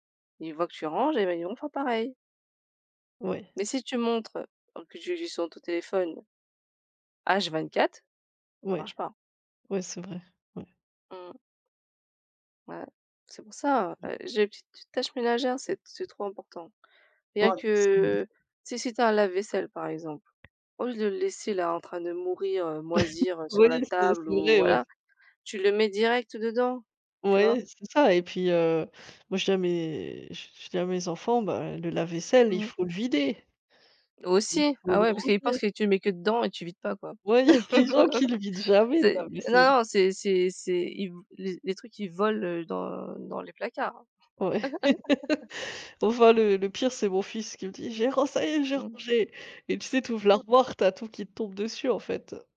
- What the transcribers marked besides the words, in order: tapping; chuckle; laughing while speaking: "Ouais, les gens qui le vident jamais le lave-vaisselle"; laugh; laugh
- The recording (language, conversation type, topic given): French, unstructured, Pourquoi y a-t-il autant de disputes sur la manière de faire le ménage ?